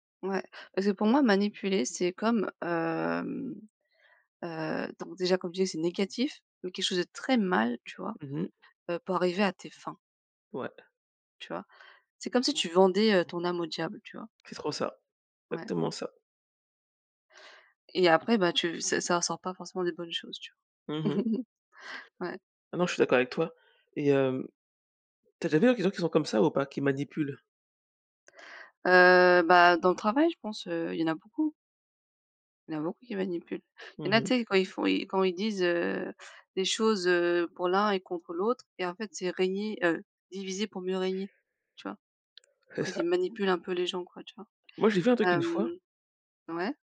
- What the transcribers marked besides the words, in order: drawn out: "hem"; chuckle; unintelligible speech
- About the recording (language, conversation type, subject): French, unstructured, Est-il acceptable de manipuler pour réussir ?